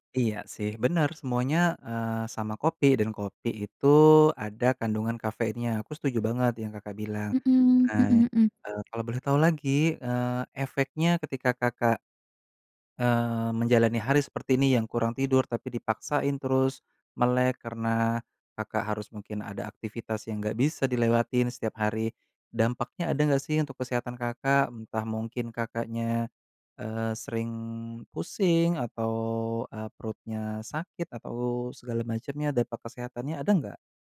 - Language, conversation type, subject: Indonesian, advice, Bagaimana cara berhenti atau mengurangi konsumsi kafein atau alkohol yang mengganggu pola tidur saya meski saya kesulitan?
- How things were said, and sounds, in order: tapping